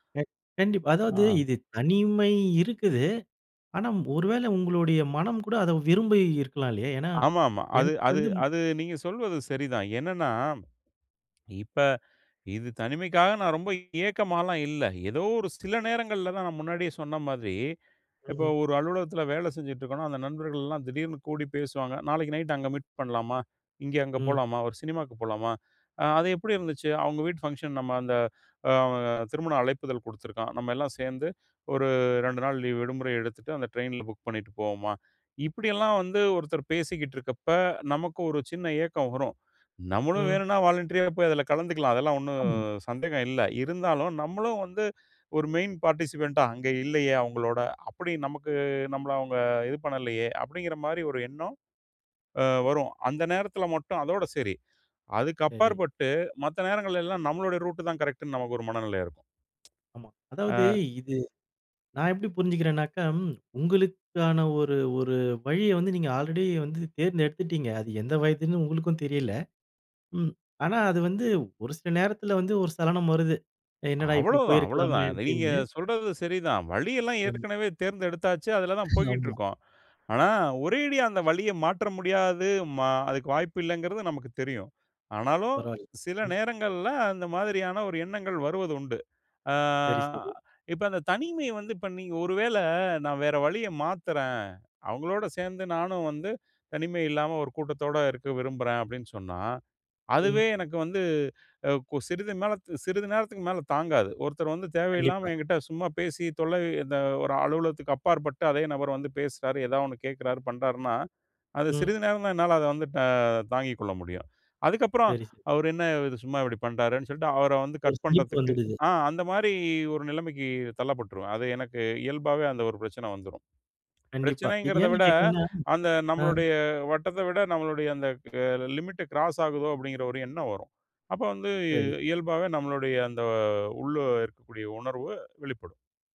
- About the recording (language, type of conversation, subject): Tamil, podcast, தனிமை என்றால் உங்களுக்கு என்ன உணர்வு தருகிறது?
- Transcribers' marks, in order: "விரும்பி" said as "விரும்பை"; in English: "புக்"; in English: "வாலண்டரியா"; in English: "மெயின் பார்ட்டிசிபன்ட்டா"; other background noise; in English: "ஆல்ரெடி"; in English: "லிமிட் கிராஸ்"